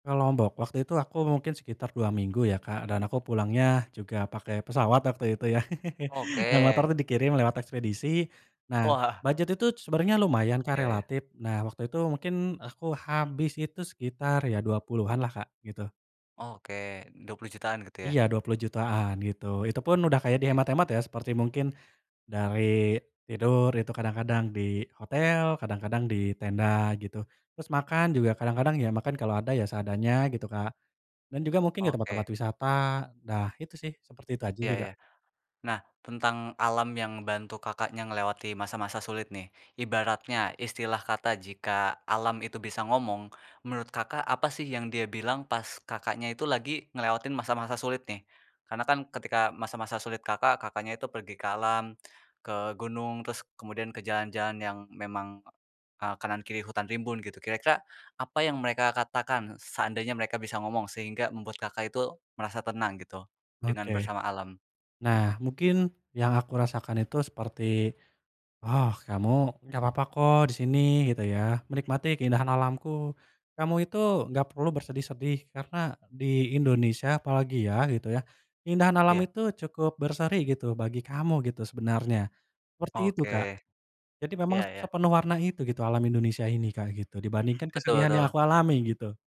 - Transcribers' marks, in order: laugh; other background noise
- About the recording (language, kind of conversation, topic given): Indonesian, podcast, Bagaimana alam membantu kamu melewati masa-masa sulit?